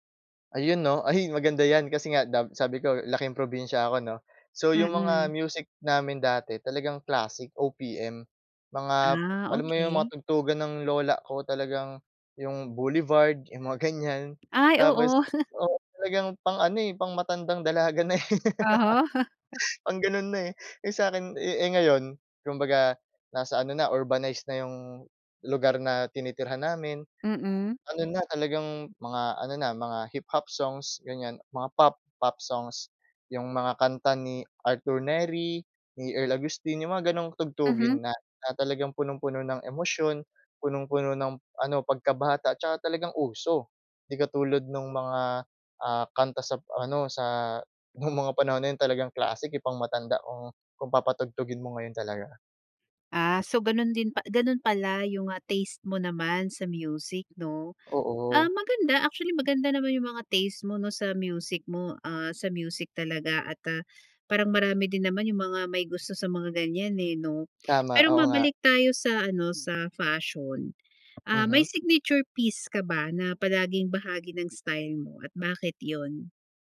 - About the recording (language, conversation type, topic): Filipino, podcast, Paano nagsimula ang personal na estilo mo?
- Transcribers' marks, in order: other background noise; chuckle; laugh; chuckle; in English: "urbanize"; background speech; tapping; in English: "signature piece"